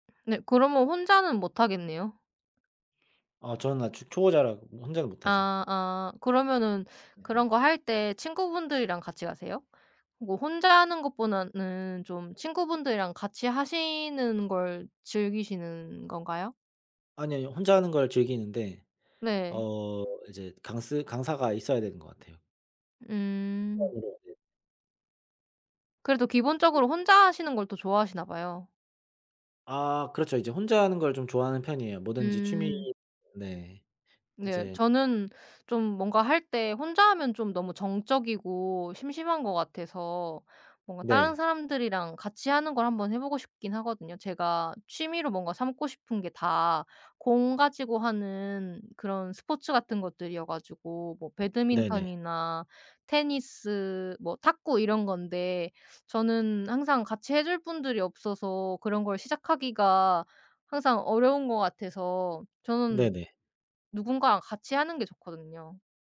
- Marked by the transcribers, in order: unintelligible speech
- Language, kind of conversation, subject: Korean, unstructured, 기분 전환할 때 추천하고 싶은 취미가 있나요?